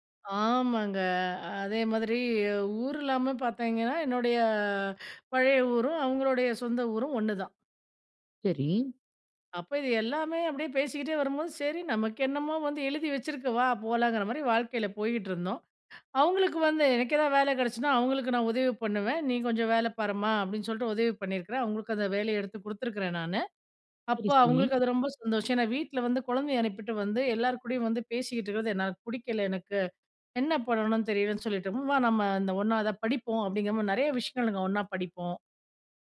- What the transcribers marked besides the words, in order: none
- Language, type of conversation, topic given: Tamil, podcast, நண்பருடன் பேசுவது உங்களுக்கு எப்படி உதவுகிறது?